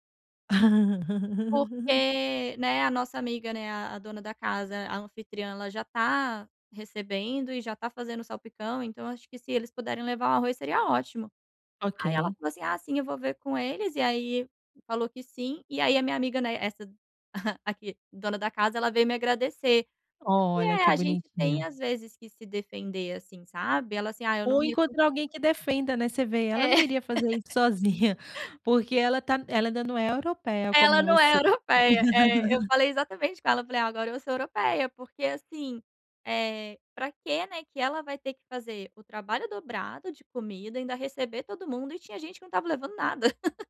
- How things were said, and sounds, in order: laugh; chuckle; unintelligible speech; laugh; laugh; chuckle
- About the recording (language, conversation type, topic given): Portuguese, advice, Como posso dizer não aos meus amigos sem me sentir culpado?